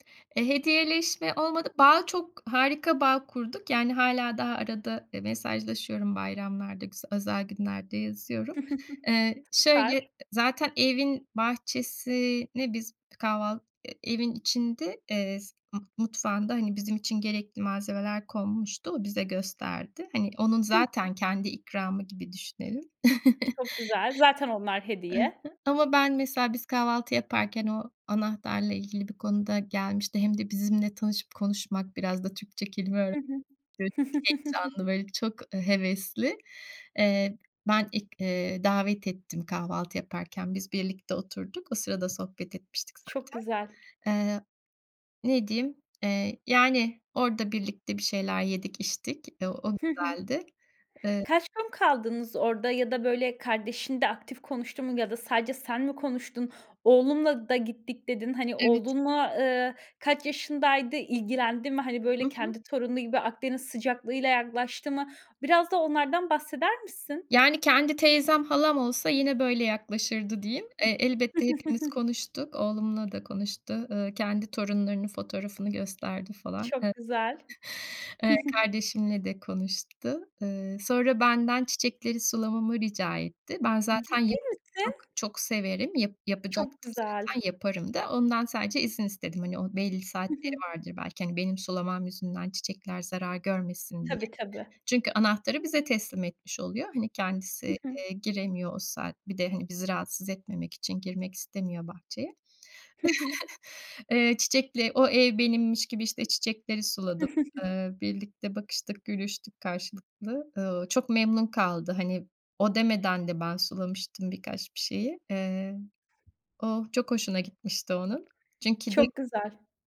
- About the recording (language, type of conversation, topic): Turkish, podcast, Dilini bilmediğin hâlde bağ kurduğun ilginç biri oldu mu?
- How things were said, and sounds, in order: chuckle; other background noise; other noise; chuckle; unintelligible speech; chuckle; tapping; chuckle; chuckle; chuckle; chuckle